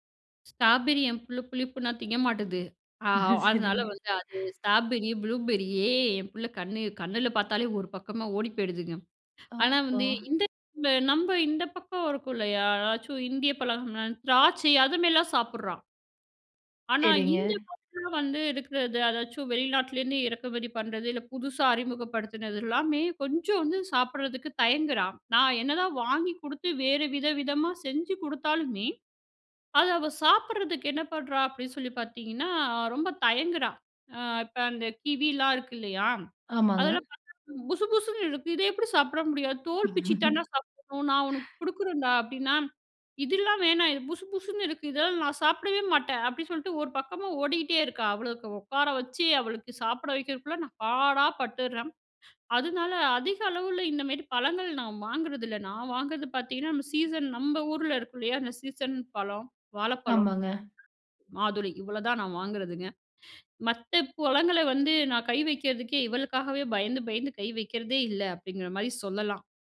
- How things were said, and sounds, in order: "மாட்டேங்குது" said as "மாட்டுது"; chuckle; unintelligible speech; laugh; bird; "பழங்கள" said as "பொழங்கள"
- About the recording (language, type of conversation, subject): Tamil, podcast, பருவத்திற்கு ஏற்ற பழங்களையும் காய்கறிகளையும் நீங்கள் எப்படி தேர்வு செய்கிறீர்கள்?